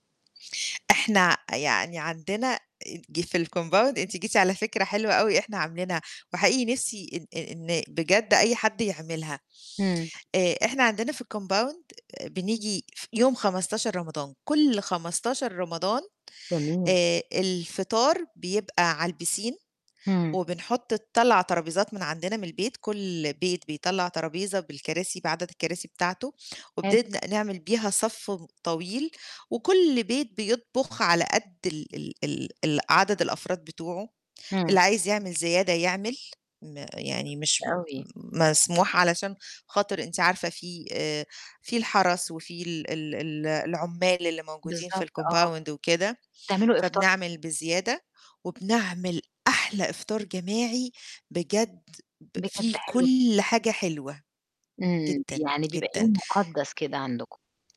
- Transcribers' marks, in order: static; in English: "الCompound"; in English: "الCompound"; distorted speech; in French: "الpiscine"; "وبنبدأ" said as "وبددنأ"; in English: "الCompound"; tapping
- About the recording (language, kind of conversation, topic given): Arabic, podcast, إزاي تقدر تقوّي علاقتك بجيرانك وبأهل الحي؟